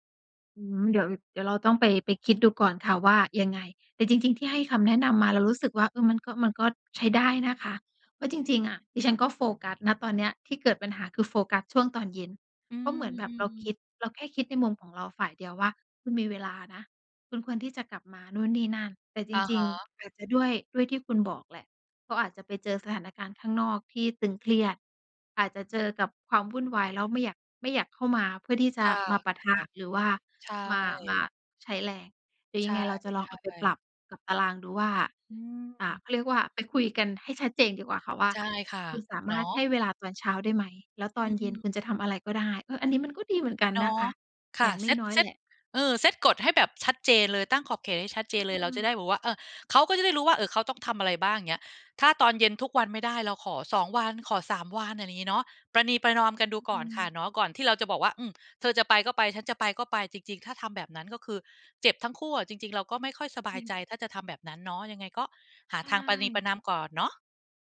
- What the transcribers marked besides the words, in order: "ประนีประนอม" said as "ประนีประนาม"
- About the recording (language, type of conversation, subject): Thai, advice, ฉันควรจัดการอารมณ์และปฏิกิริยาที่เกิดซ้ำๆ ในความสัมพันธ์อย่างไร?